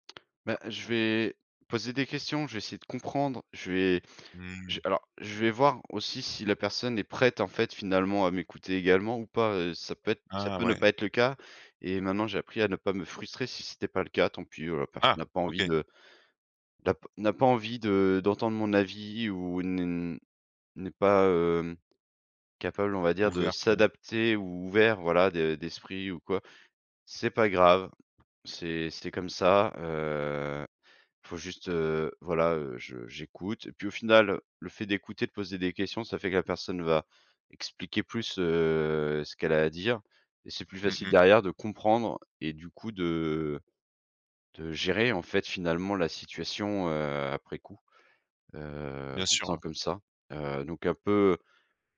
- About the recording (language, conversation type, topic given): French, podcast, Comment te prépares-tu avant une conversation difficile ?
- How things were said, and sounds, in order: other background noise